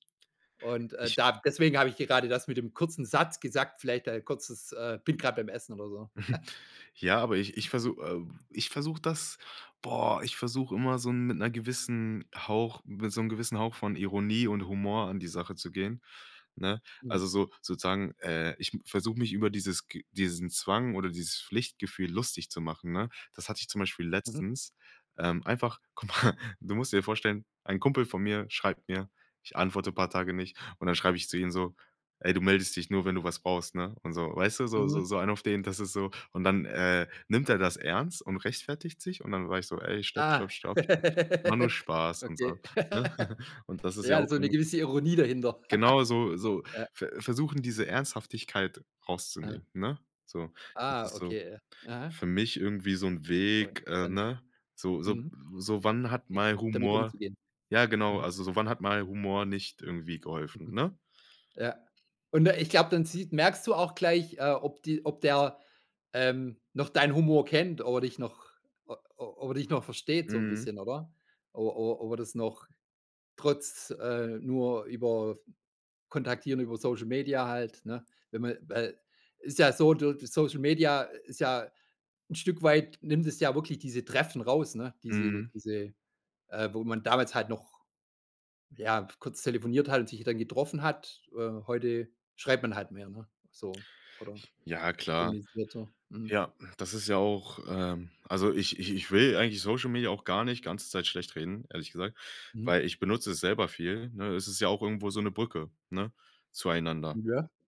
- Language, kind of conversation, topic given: German, podcast, Wie beeinflussen soziale Medien deine Freundschaften?
- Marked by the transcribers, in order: chuckle; giggle; other background noise; anticipating: "boah"; laughing while speaking: "guck mal"; laugh; put-on voice: "Spaß"; chuckle; laugh